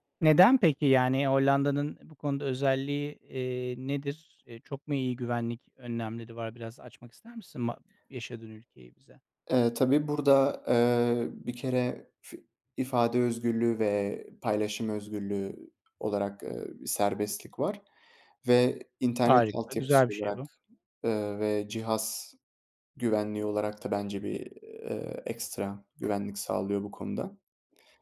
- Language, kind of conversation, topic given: Turkish, podcast, Dijital gizliliğini korumak için neler yapıyorsun?
- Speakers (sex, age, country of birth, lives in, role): male, 20-24, Turkey, Netherlands, guest; male, 40-44, Turkey, Netherlands, host
- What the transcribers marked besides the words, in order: none